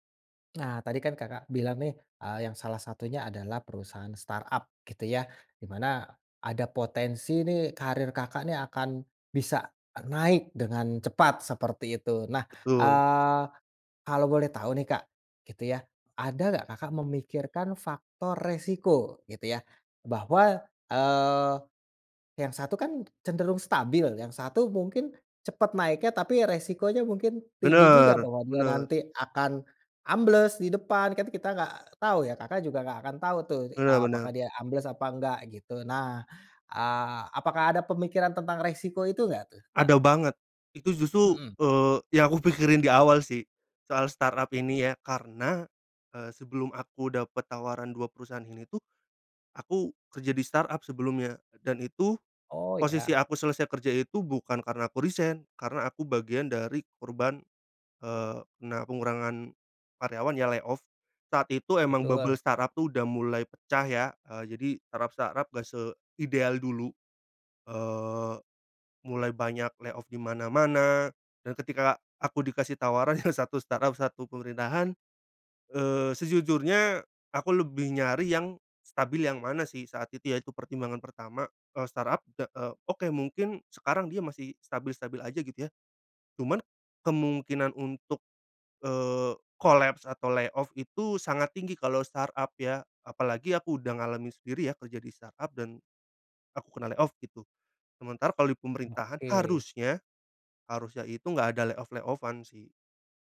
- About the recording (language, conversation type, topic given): Indonesian, podcast, Bagaimana kamu menggunakan intuisi untuk memilih karier atau menentukan arah hidup?
- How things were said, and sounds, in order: in English: "startup"; laughing while speaking: "aku pikirin"; in English: "startup"; in English: "startup"; in English: "layoff"; in English: "bubble startup"; in English: "startup-startup"; in English: "layoff"; laughing while speaking: "yang"; in English: "startup"; in English: "startup"; in English: "layoff"; in English: "startup"; in English: "startup"; in English: "layoff"; stressed: "harusnya"; in English: "layoff-layoff-an"